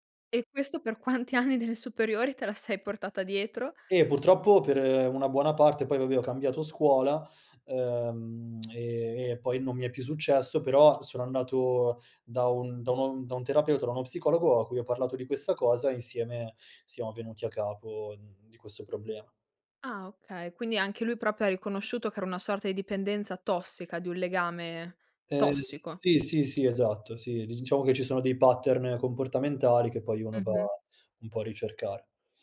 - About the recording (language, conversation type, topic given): Italian, podcast, Che ruolo ha l'ascolto nel creare fiducia?
- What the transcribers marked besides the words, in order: laughing while speaking: "quanti anni delle superiori te la sei portata dietro?"; tongue click; in English: "pattern"